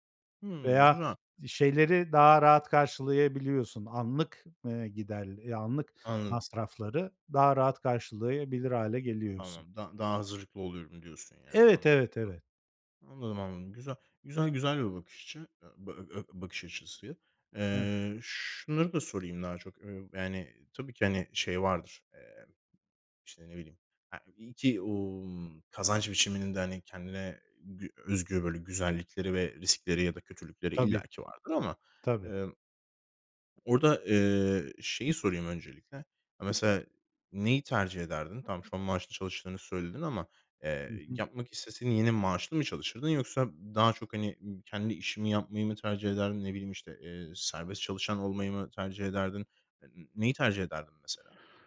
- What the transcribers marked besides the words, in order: other background noise
- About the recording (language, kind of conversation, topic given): Turkish, podcast, Harcama ve birikim arasında dengeyi nasıl kuruyorsun?